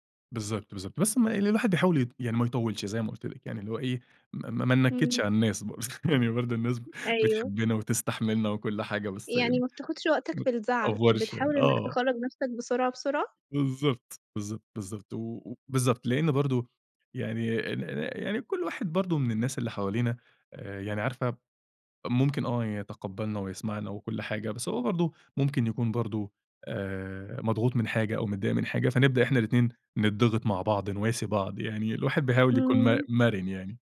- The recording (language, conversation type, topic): Arabic, podcast, إيه اللي بتعمله لما تحس إنك مرهق نفسياً وجسدياً؟
- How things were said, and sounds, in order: chuckle; in English: "متأفورش"